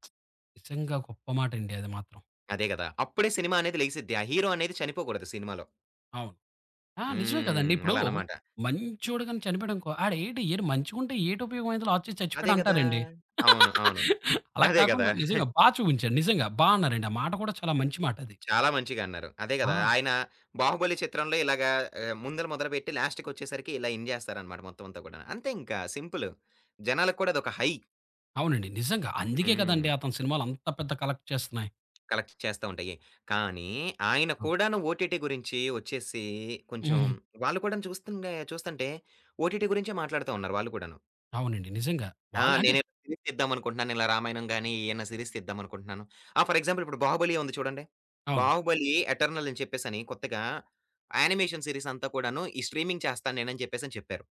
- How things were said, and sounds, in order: other background noise; in English: "లాస్ట్‌కి"; laugh; chuckle; in English: "లాస్ట్‌కొచ్చేసరికి"; in English: "ఎండ్"; in English: "హై"; in English: "కలెక్ట్"; tapping; in English: "కలెక్ట్"; in English: "ఓటీటీ"; in English: "ఓటీటీ"; in English: "సీరీస్"; in English: "సీరీస్"; in English: "ఫర్ ఎగ్జాంపుల్"; in English: "ఎటర్నల్"; in English: "యానిమేషన్"; in English: "స్ట్రీమింగ్"
- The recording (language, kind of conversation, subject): Telugu, podcast, స్ట్రీమింగ్ యుగంలో మీ అభిరుచిలో ఎలాంటి మార్పు వచ్చింది?